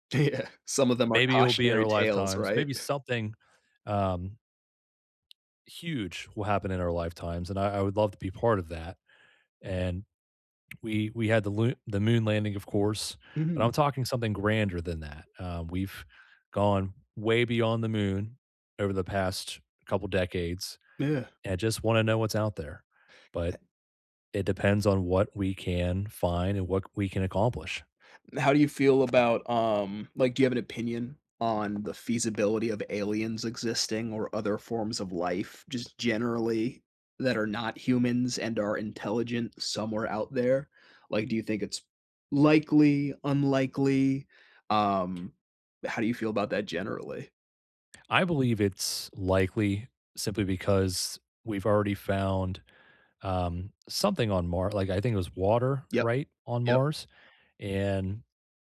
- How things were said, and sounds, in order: laughing while speaking: "Yeah"; other background noise
- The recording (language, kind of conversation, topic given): English, unstructured, What do you find most interesting about space?